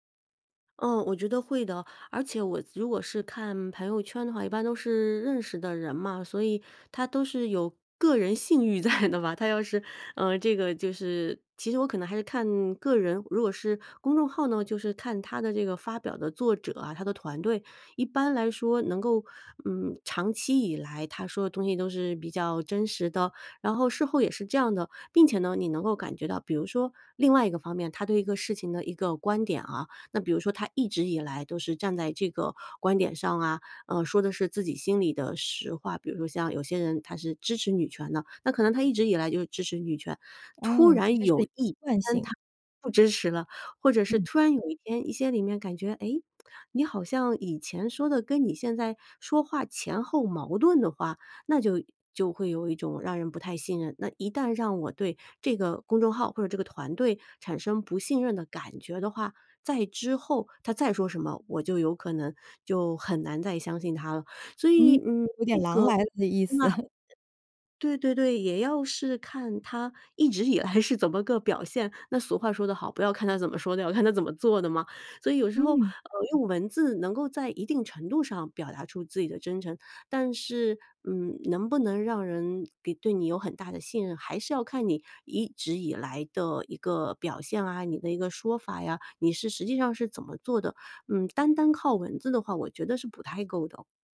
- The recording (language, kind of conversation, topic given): Chinese, podcast, 在网上如何用文字让人感觉真实可信？
- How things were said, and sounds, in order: laughing while speaking: "在的吧"; other background noise; laugh; laughing while speaking: "一直以来是怎么个表现"; laughing while speaking: "看他"